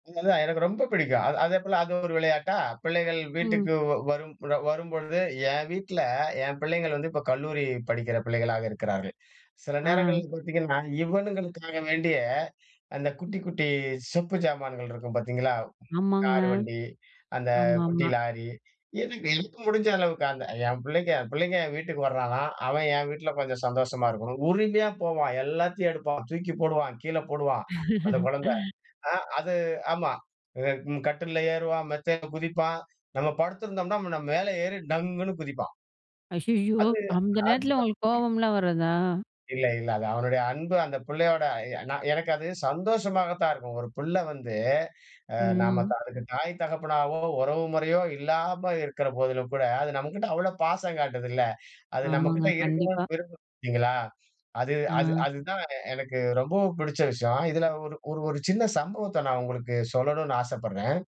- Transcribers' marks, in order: unintelligible speech; unintelligible speech; laugh; unintelligible speech
- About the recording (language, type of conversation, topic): Tamil, podcast, சிறு குழந்தைகளுடன் விளையாடும் நேரம் உங்களுக்கு எப்படி இருக்கும்?